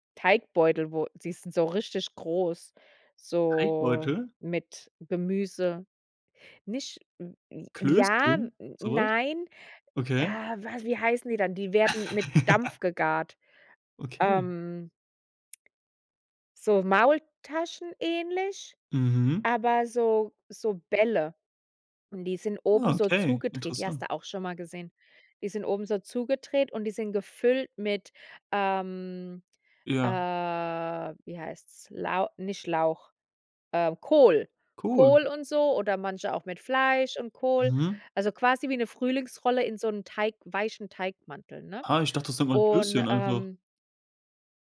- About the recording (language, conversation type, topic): German, podcast, Welche rolle spielt der Geruch beim Entdecken neuer Geschmackswelten für dich?
- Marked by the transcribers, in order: drawn out: "so"; laugh